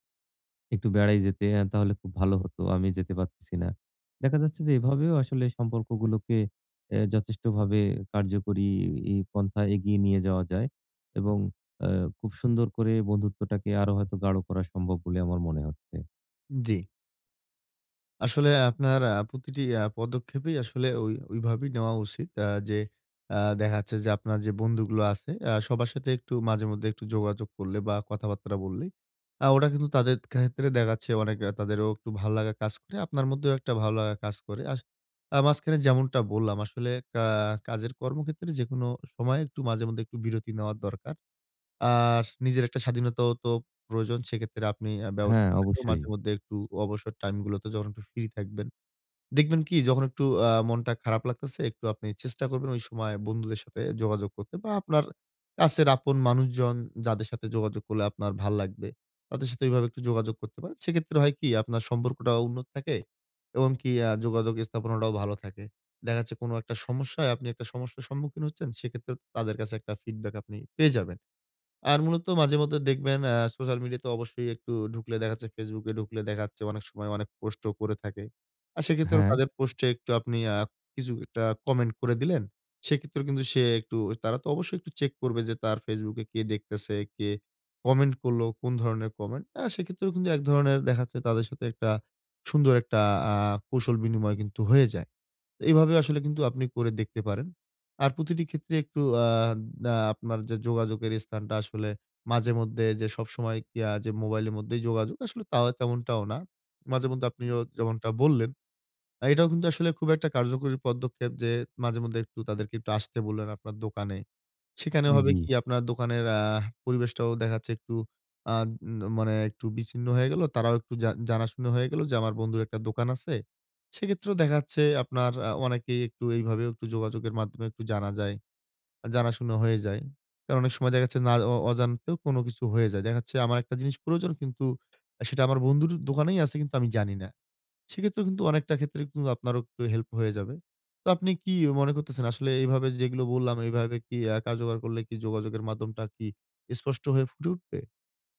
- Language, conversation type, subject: Bengali, advice, আমি কীভাবে আরও স্পষ্ট ও কার্যকরভাবে যোগাযোগ করতে পারি?
- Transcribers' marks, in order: in English: "feedback"; in English: "comment"; in English: "comment?"; in English: "help"